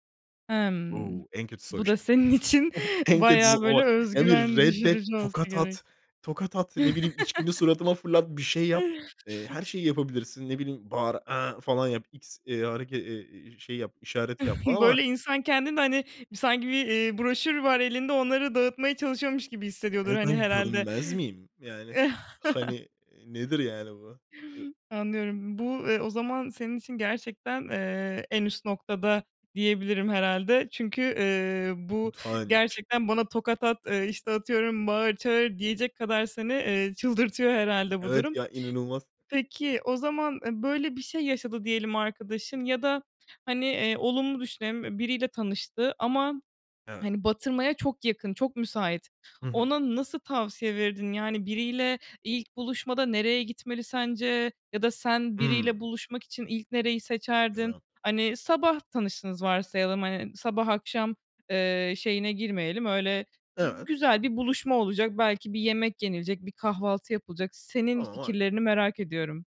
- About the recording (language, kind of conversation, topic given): Turkish, podcast, Kafede veya parkta yabancılarla sohbeti nasıl başlatabilirim?
- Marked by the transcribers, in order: laughing while speaking: "senin için"; scoff; chuckle; chuckle; unintelligible speech; chuckle; other background noise; unintelligible speech